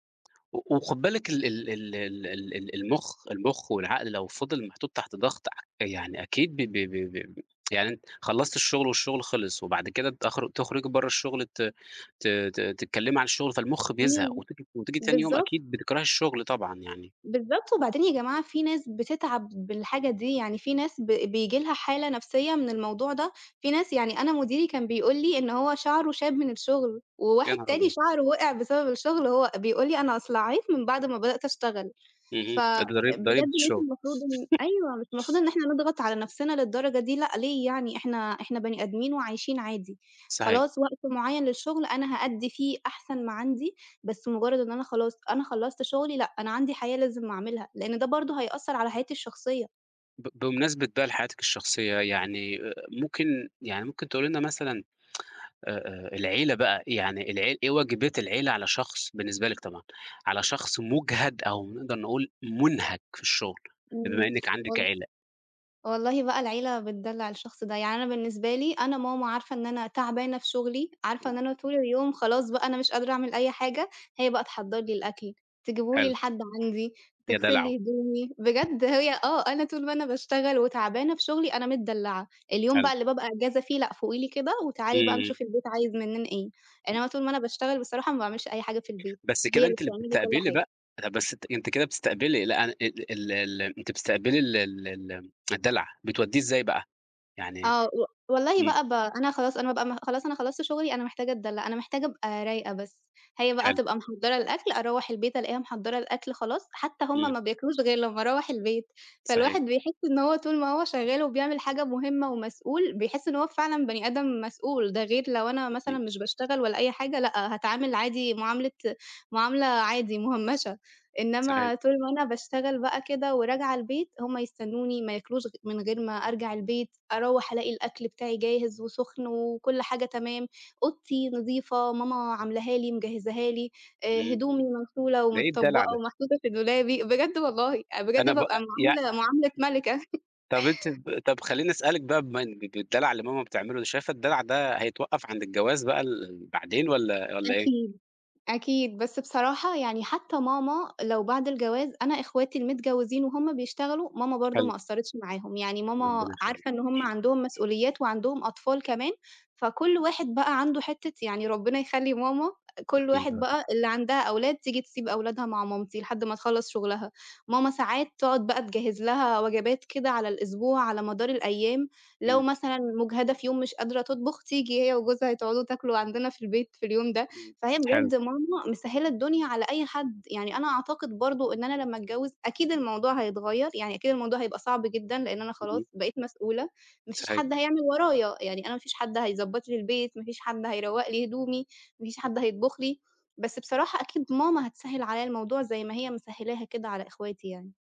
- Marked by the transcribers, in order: tsk; tapping; other background noise; chuckle; tsk; other noise; chuckle; throat clearing
- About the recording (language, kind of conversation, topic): Arabic, podcast, إزاي بتوازن بين الشغل وحياتك الشخصية؟